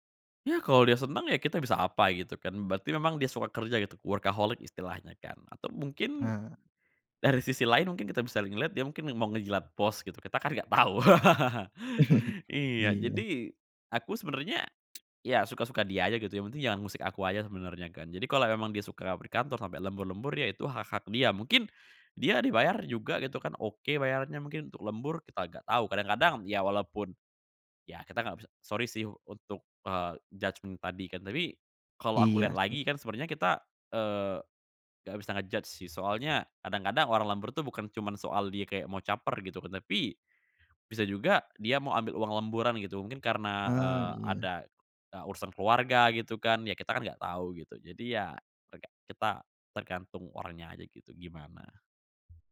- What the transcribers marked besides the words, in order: in English: "workaholic"; chuckle; laugh; tsk; other background noise; in English: "sorry"; in English: "judgement"; in English: "nge-judge"
- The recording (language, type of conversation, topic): Indonesian, podcast, Gimana kamu menjaga keseimbangan kerja dan kehidupan pribadi?